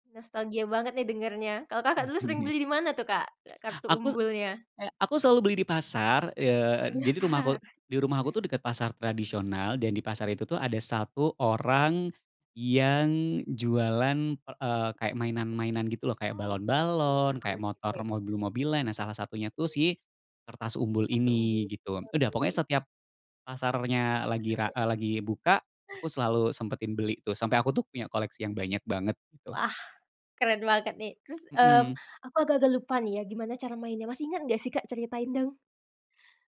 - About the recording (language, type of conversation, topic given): Indonesian, podcast, Ceritain dong mainan favoritmu waktu kecil, kenapa kamu suka banget?
- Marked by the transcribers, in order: laughing while speaking: "Mhm"; laughing while speaking: "Penasaran"; other background noise; chuckle